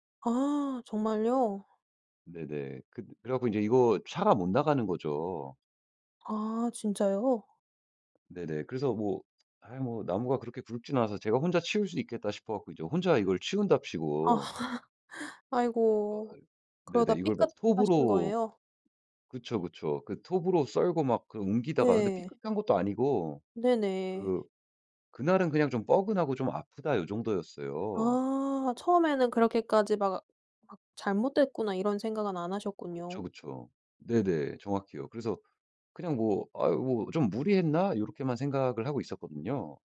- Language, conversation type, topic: Korean, podcast, 잘못된 길에서 벗어나기 위해 처음으로 어떤 구체적인 행동을 하셨나요?
- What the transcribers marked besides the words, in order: tapping; laugh